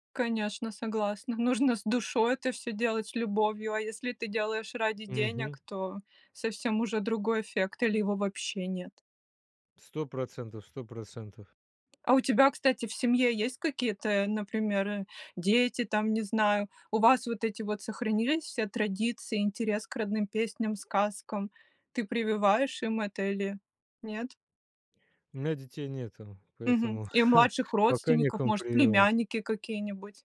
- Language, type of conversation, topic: Russian, podcast, Почему для тебя важны родные песни и сказки?
- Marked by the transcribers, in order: tapping; chuckle